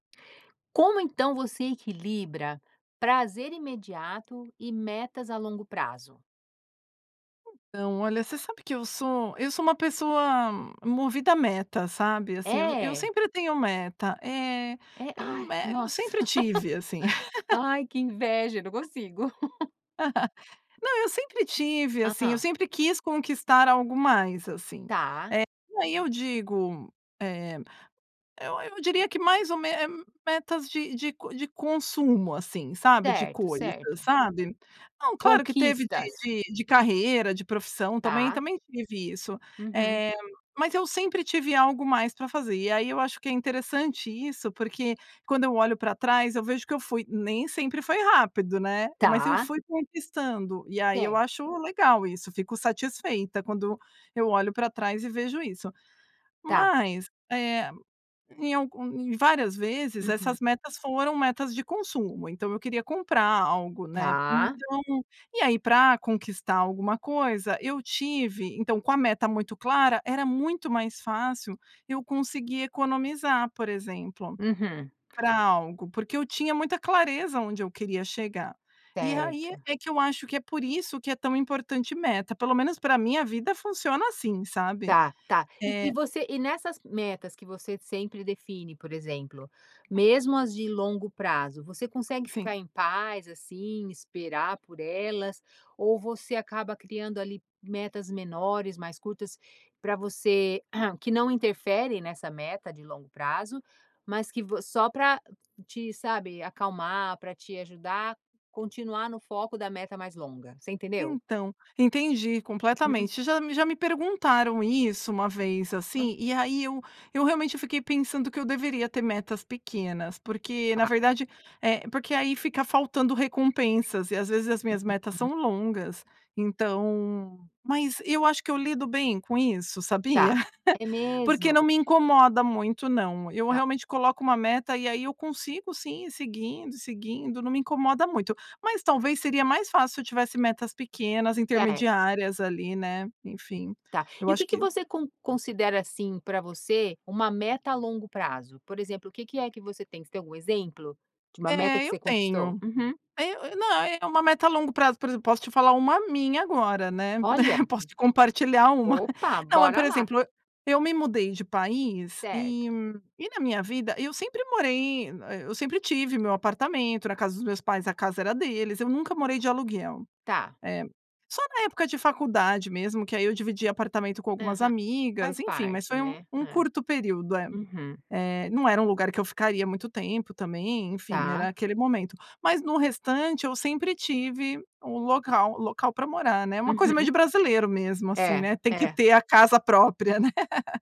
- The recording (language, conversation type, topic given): Portuguese, podcast, Como equilibrar o prazer imediato com metas de longo prazo?
- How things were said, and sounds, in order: laugh; laugh; tapping; other noise; throat clearing; unintelligible speech; chuckle; laugh